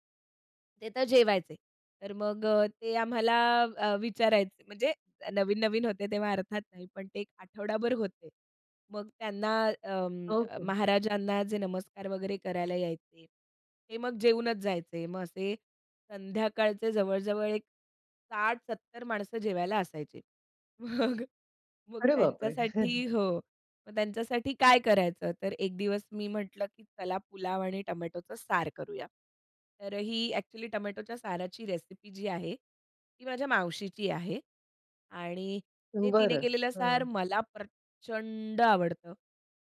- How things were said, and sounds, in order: laughing while speaking: "मग, मग त्यांच्यासाठी हो"
- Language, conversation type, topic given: Marathi, podcast, मेहमान आले तर तुम्ही काय खास तयार करता?